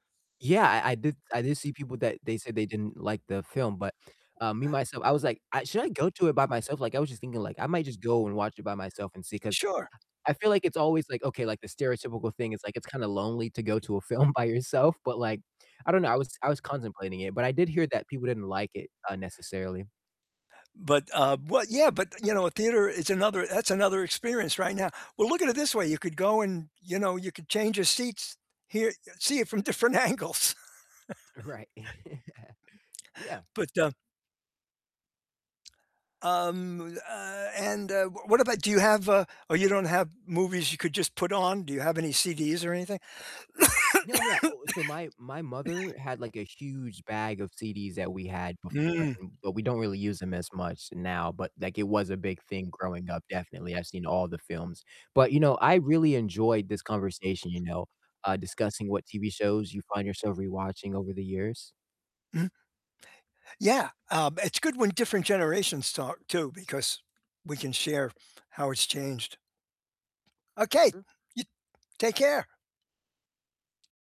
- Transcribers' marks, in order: tapping; laughing while speaking: "film"; other background noise; laughing while speaking: "different angles"; laughing while speaking: "Right"; laugh; chuckle; distorted speech; cough
- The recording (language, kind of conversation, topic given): English, unstructured, What TV show do you find yourself rewatching?